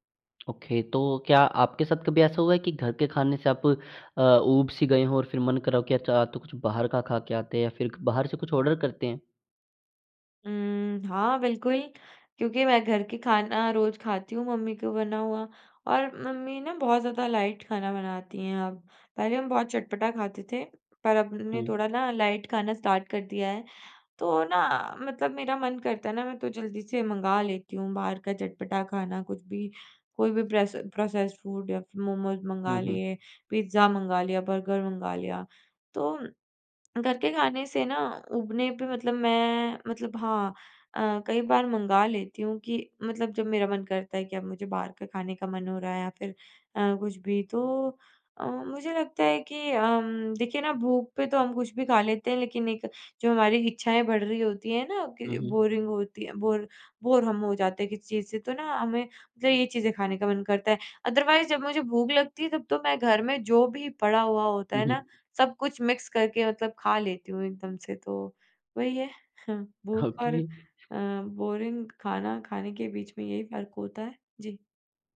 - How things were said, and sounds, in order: in English: "ओके"; in English: "ऑर्डर"; in English: "लाइट"; in English: "लाइट"; in English: "स्टार्ट"; in English: "प्रेस प्रोसेस्ड फूड"; in English: "मोमोज़"; in English: "बोरिंग"; in English: "बोर, बोर"; in English: "अदरवाइज़"; in English: "मिक्स"; laughing while speaking: "ओके"; in English: "ओके"; chuckle; in English: "बोरिंग"
- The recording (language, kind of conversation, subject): Hindi, podcast, आप असली भूख और बोरियत से होने वाली खाने की इच्छा में कैसे फर्क करते हैं?